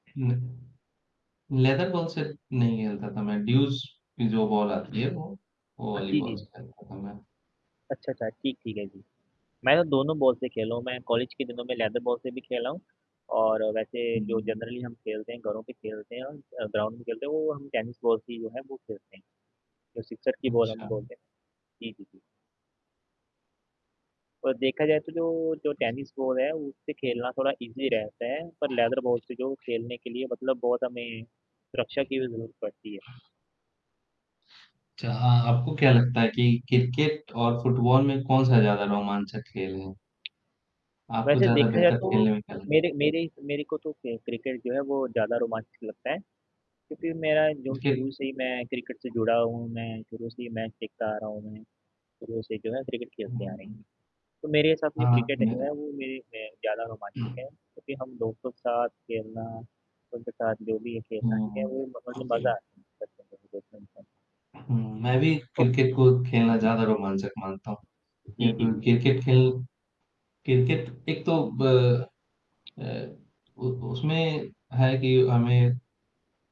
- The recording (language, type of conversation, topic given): Hindi, unstructured, क्या आपको क्रिकेट खेलना ज्यादा पसंद है या फुटबॉल?
- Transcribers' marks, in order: static; distorted speech; in English: "लेदर बॉल"; in English: "बॉल"; in English: "बॉल"; in English: "बॉल"; in English: "लेदर बॉल"; in English: "जनरली"; in English: "ग्राउंड"; in English: "बॉल"; in English: "बॉल"; other background noise; in English: "बॉल"; in English: "ईज़ी"; in English: "लेदर बॉल"; in English: "ओके"; unintelligible speech; tapping